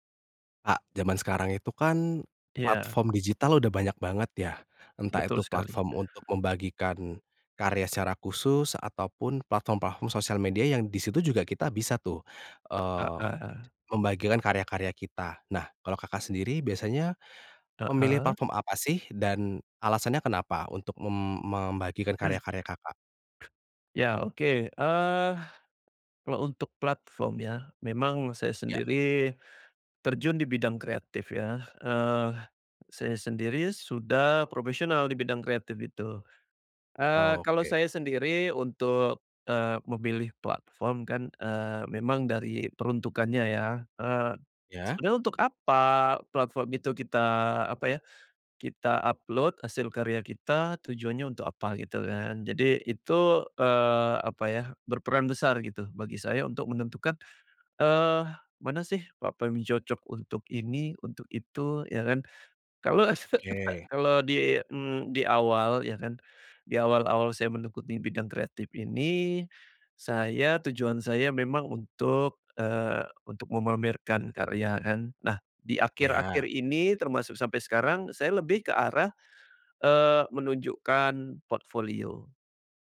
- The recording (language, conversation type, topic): Indonesian, podcast, Bagaimana kamu memilih platform untuk membagikan karya?
- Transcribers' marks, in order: other background noise; other noise; cough